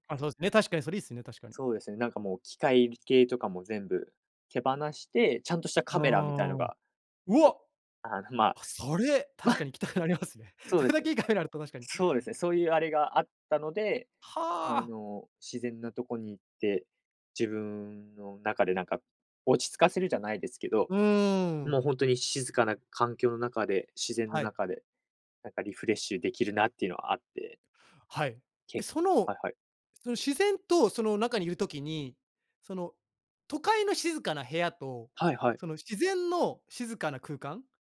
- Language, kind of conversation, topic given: Japanese, podcast, 最近ハマっている趣味は何ですか？
- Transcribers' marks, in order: unintelligible speech